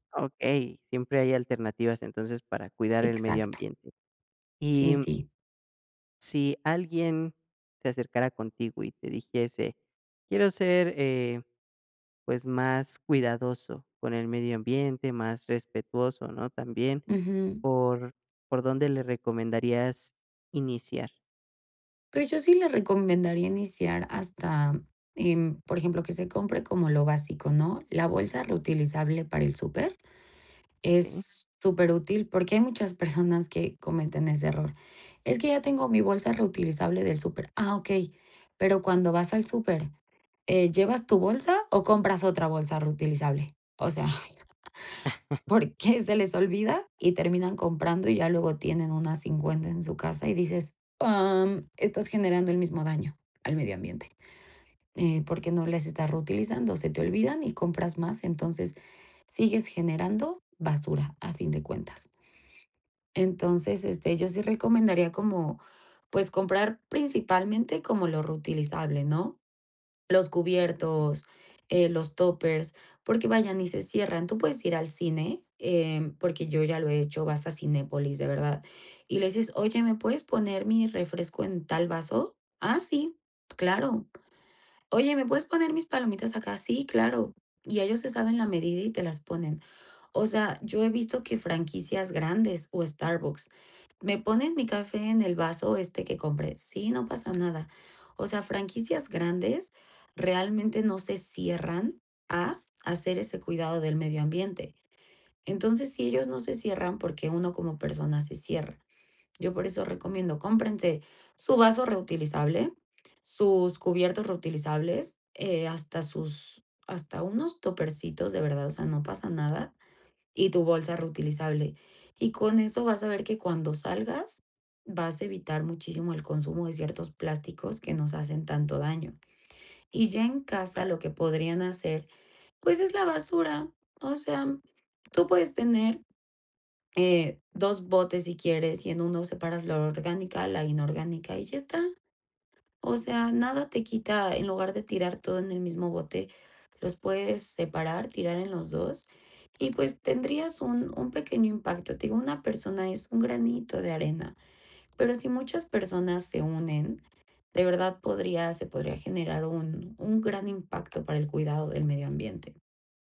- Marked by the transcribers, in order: other background noise; tapping; laugh; chuckle
- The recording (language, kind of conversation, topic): Spanish, podcast, ¿Cómo reducirías tu huella ecológica sin complicarte la vida?